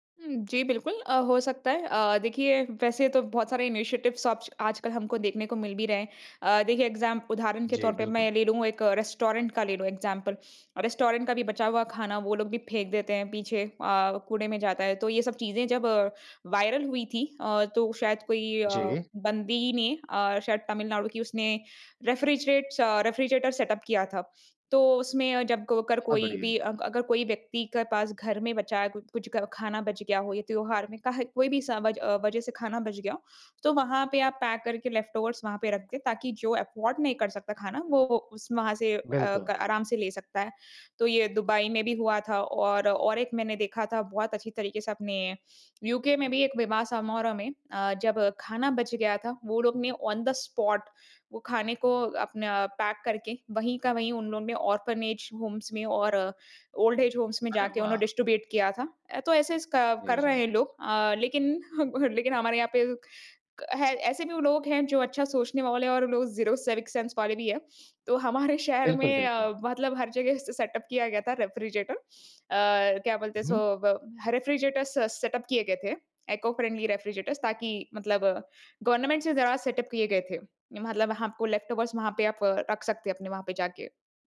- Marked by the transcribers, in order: in English: "इनिशिएटिव्स"; in English: "एग्ज़ाम"; in English: "रेस्टोरेंट"; in English: "इग्ज़ैम्पल। रेस्टोरेंट"; in English: "वायरल"; in English: "रेफ़्रिज़रेट"; in English: "रेफ़्रिज़रेटर सेटअप"; in English: "लेफ़्टओवर्स"; in English: "अफ़ॉर्ड"; in English: "ऑन द स्पॉट"; in English: "ऑर्फ़नेज होम्स"; in English: "ओल्ड एज होम्स"; in English: "डिस्ट्रिब्यूट"; in English: "ज़ीरो सिविक सेंस वाले"; in English: "सेटअप"; in English: "रेफ़्रिज़रेटर"; in English: "रेफ़्रिज़रेटर"; in English: "सेटअप"; in English: "इको-फ्रेंडली रेफ़्रिज़रेटरस"; in English: "गवर्नमेंट"; in English: "सेटअप"; in English: "लेफ़्टओवर्स"
- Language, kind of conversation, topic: Hindi, podcast, त्योहारों में बचा हुआ खाना आप आमतौर पर कैसे संभालते हैं?